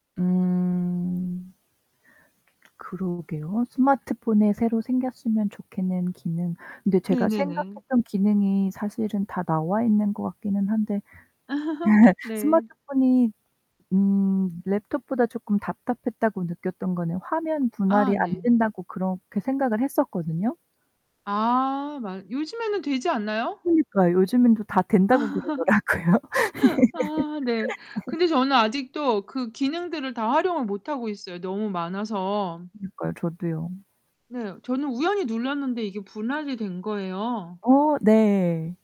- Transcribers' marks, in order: static; tapping; distorted speech; laugh; laughing while speaking: "아"; in English: "Laptop보다"; other background noise; laughing while speaking: "아"; laughing while speaking: "그러더라구요"; laugh
- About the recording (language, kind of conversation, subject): Korean, unstructured, 요즘 가장 좋아하는 스마트폰 기능은 무엇인가요?